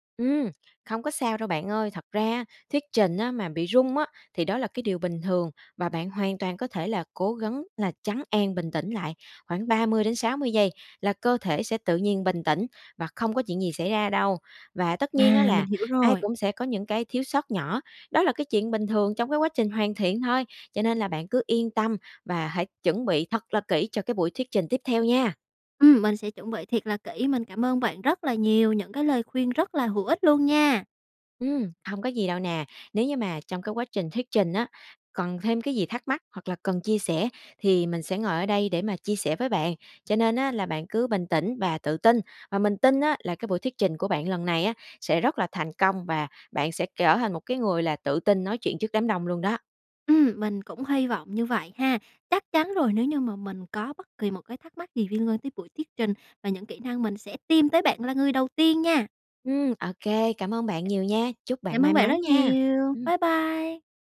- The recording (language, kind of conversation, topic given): Vietnamese, advice, Làm thế nào để vượt qua nỗi sợ thuyết trình trước đông người?
- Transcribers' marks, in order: "gắng" said as "gấng"; tapping; other background noise